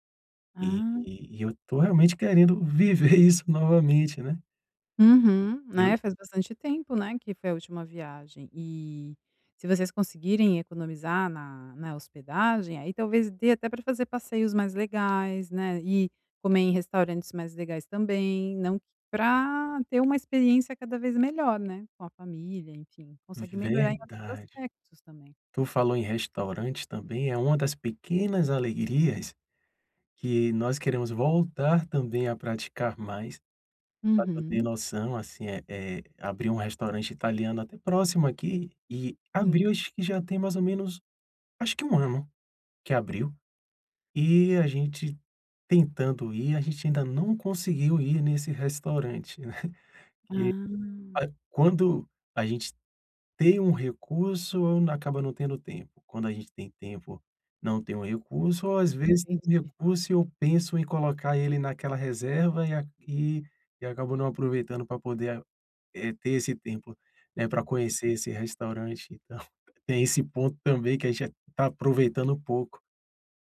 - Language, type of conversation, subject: Portuguese, advice, Como economizar sem perder qualidade de vida e ainda aproveitar pequenas alegrias?
- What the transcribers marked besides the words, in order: chuckle; tapping